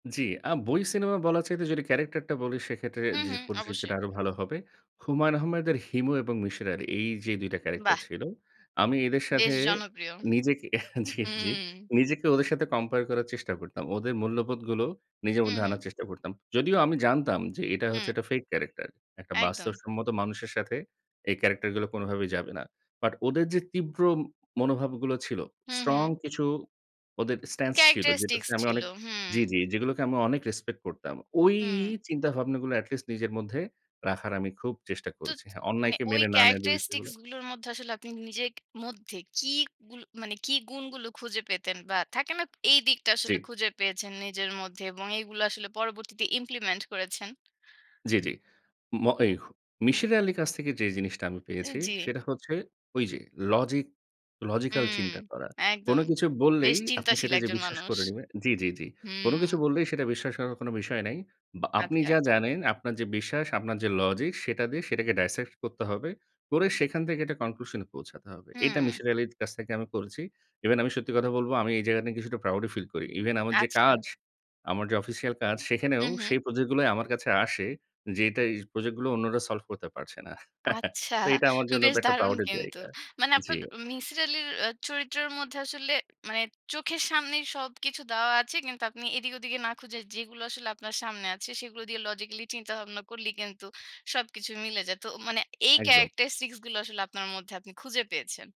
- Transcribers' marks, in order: chuckle; in English: "স্ট্যান্স"; in English: "ইমপ্লিমেন্ট"; in English: "ডাইসেক্ট"; laughing while speaking: "আচ্ছা, বেশ দারুণ কিন্তু"; chuckle
- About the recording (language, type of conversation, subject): Bengali, podcast, কোন সিনেমাটি আপনার জীবনে সবচেয়ে গভীর প্রভাব ফেলেছে বলে আপনি মনে করেন?